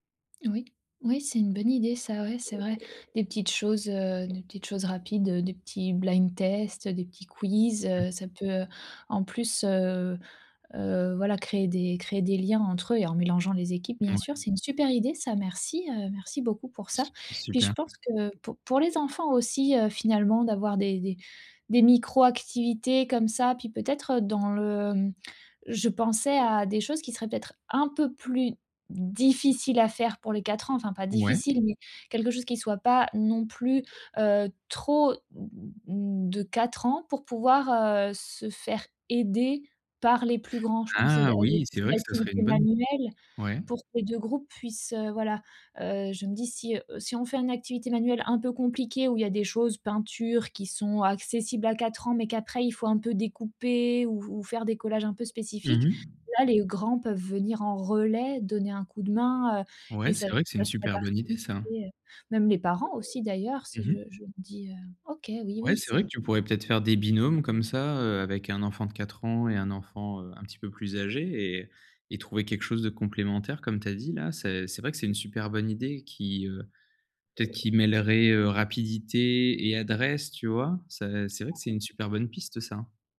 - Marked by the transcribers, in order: other background noise; other noise; tapping; stressed: "difficiles"; stressed: "relais"; unintelligible speech
- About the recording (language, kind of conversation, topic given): French, advice, Comment faire pour que tout le monde se sente inclus lors d’une fête ?